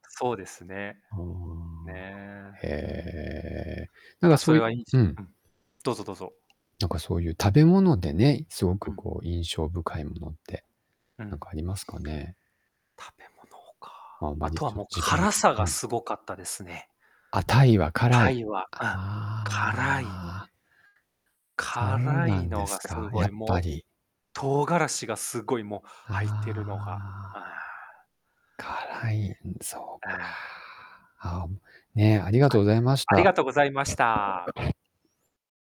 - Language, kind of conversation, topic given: Japanese, unstructured, 次に行ってみたい旅行先はどこですか？
- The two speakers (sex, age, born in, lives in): male, 40-44, Japan, Japan; male, 50-54, Japan, Japan
- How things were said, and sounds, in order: static; drawn out: "へえ"; other background noise; drawn out: "ああ"; drawn out: "ああ"; distorted speech